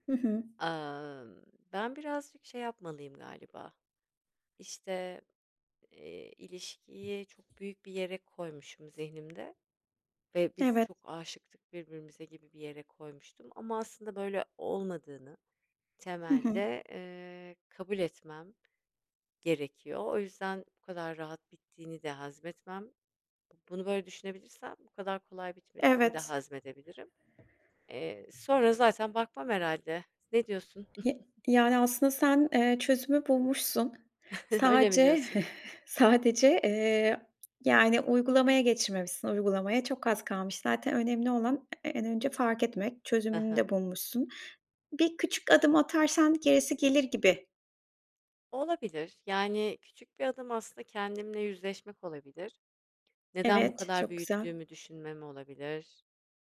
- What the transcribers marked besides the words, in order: other background noise; tapping; chuckle; chuckle
- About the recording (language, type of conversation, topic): Turkish, advice, Eski sevgilini sosyal medyada takip etme dürtüsünü nasıl yönetip sağlıklı sınırlar koyabilirsin?